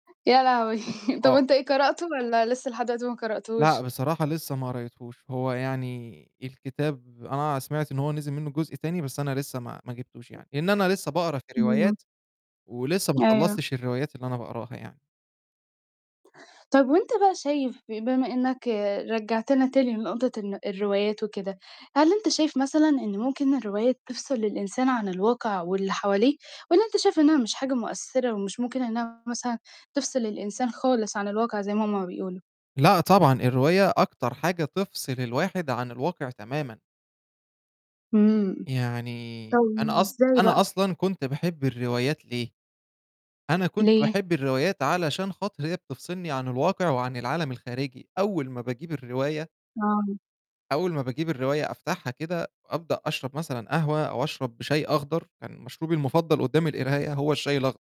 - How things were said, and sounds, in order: chuckle; other background noise; tapping; distorted speech
- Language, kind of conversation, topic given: Arabic, podcast, إيه حكايتك مع القراية وإزاي بتختار الكتاب اللي هتقراه؟